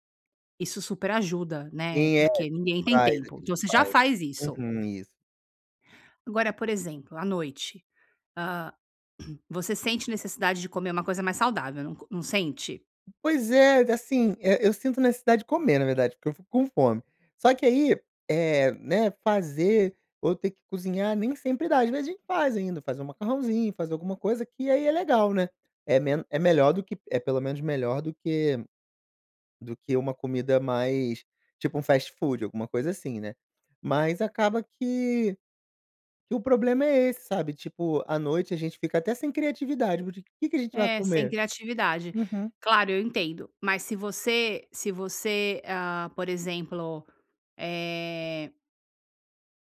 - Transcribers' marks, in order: throat clearing
- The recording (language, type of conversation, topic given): Portuguese, advice, Como equilibrar a praticidade dos alimentos industrializados com a minha saúde no dia a dia?